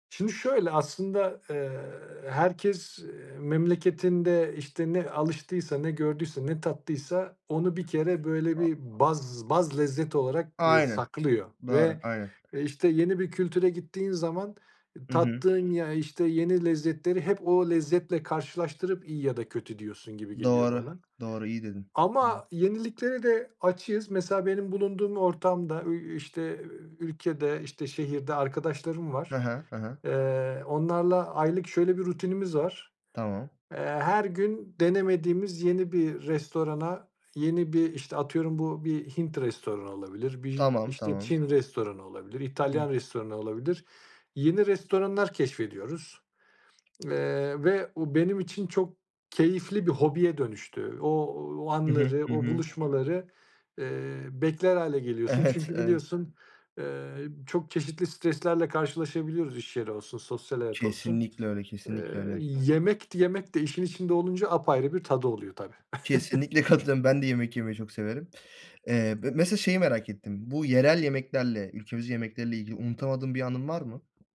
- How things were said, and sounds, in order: tapping; other background noise; unintelligible speech; laughing while speaking: "Evet"; laughing while speaking: "katılıyorum"; giggle
- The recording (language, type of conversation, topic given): Turkish, podcast, Yerel yemeklerle ilgili unutamadığın bir anın var mı?